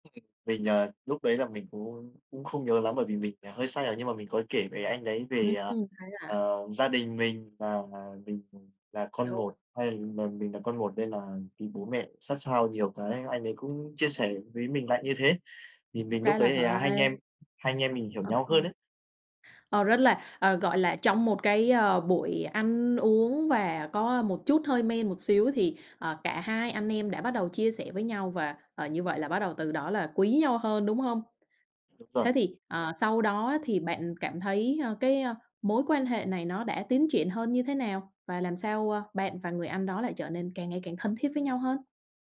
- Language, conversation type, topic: Vietnamese, podcast, Bạn có thể kể về một người hàng xóm đáng nhớ trong cuộc đời bạn không?
- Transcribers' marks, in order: other background noise; tapping